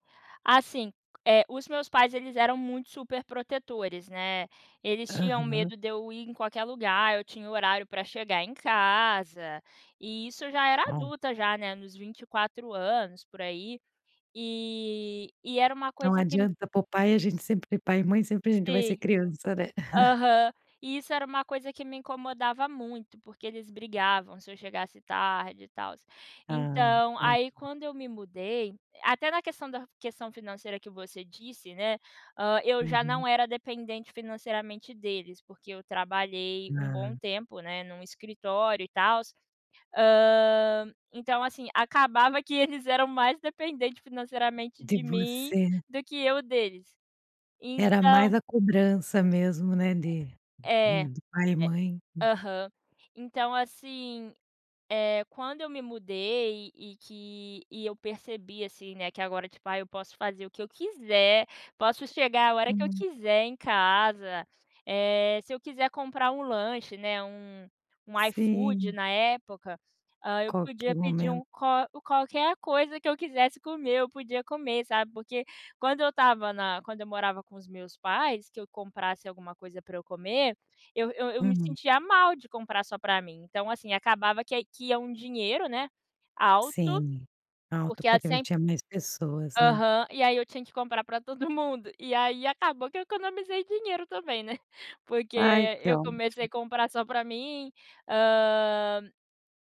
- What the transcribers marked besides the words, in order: laugh; unintelligible speech; other background noise; tapping; chuckle
- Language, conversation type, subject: Portuguese, podcast, Que viagem te transformou completamente?